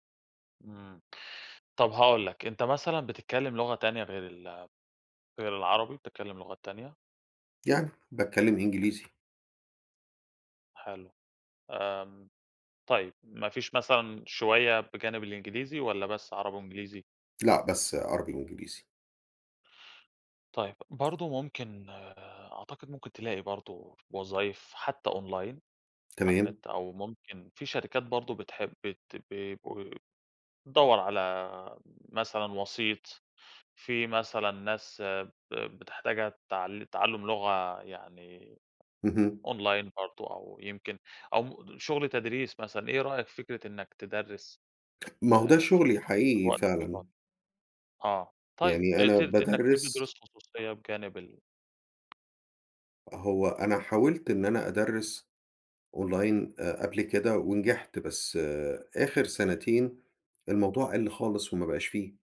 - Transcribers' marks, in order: in English: "أونلاين"; in English: "أونلاين"; tapping; in English: "أونلاين"
- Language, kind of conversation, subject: Arabic, advice, إزاي أتعامل مع قلقي المستمر من المستقبل وصعوبة إني آخد قرارات وأنا مش متأكد؟